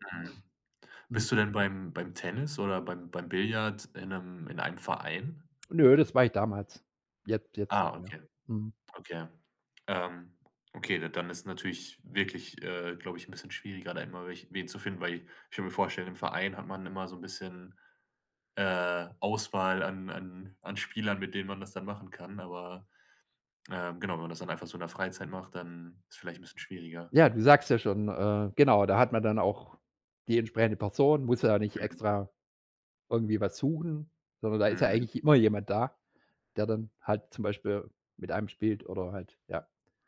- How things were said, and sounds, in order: none
- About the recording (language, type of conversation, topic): German, podcast, Wie findest du Motivation für ein Hobby, das du vernachlässigt hast?